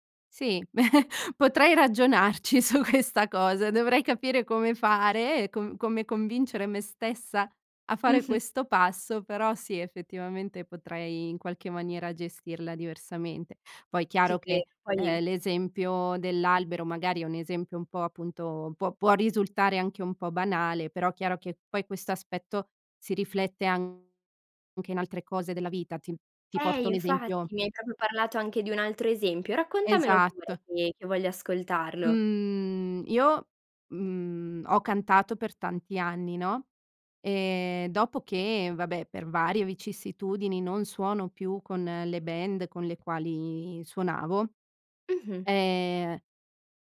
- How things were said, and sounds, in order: chuckle; laughing while speaking: "ragionarci su questa"; "proprio" said as "propio"; other background noise
- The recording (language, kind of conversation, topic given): Italian, advice, In che modo il perfezionismo rallenta o blocca i tuoi risultati?